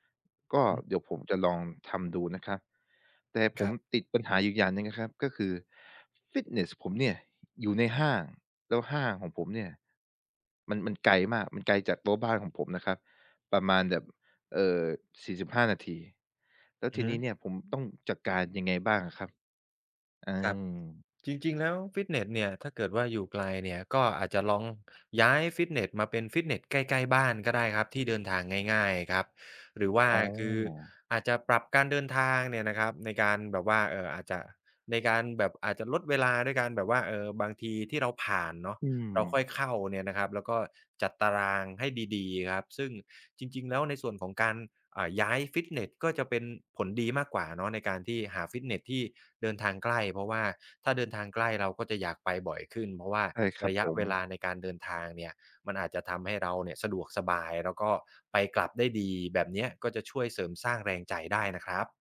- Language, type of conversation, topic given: Thai, advice, เมื่อฉันยุ่งมากจนไม่มีเวลาไปฟิตเนส ควรจัดสรรเวลาออกกำลังกายอย่างไร?
- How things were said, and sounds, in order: drawn out: "อ๋อ"; other background noise